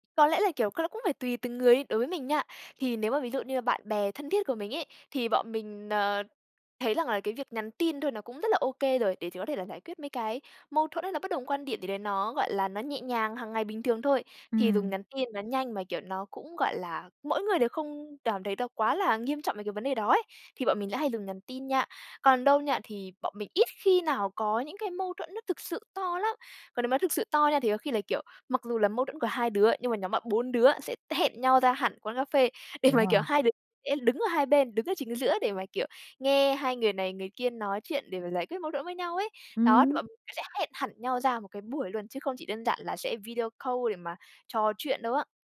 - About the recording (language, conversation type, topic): Vietnamese, podcast, Bạn thường chọn nhắn tin hay gọi điện để giải quyết mâu thuẫn, và vì sao?
- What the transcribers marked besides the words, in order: tapping; "rằng" said as "lằng"; laughing while speaking: "kiểu"; in English: "video call"